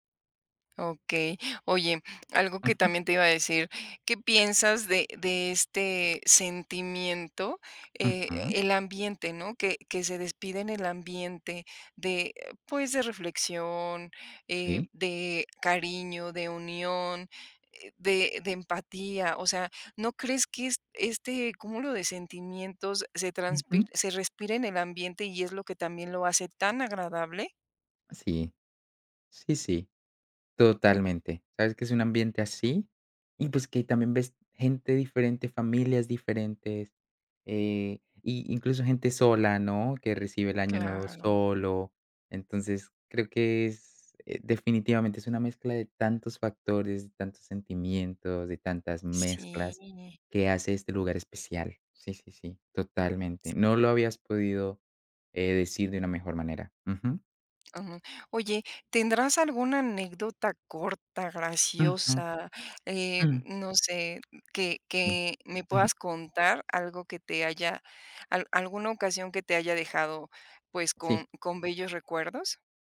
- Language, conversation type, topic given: Spanish, podcast, ¿Cuál es un mercado local que te encantó y qué lo hacía especial?
- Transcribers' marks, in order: none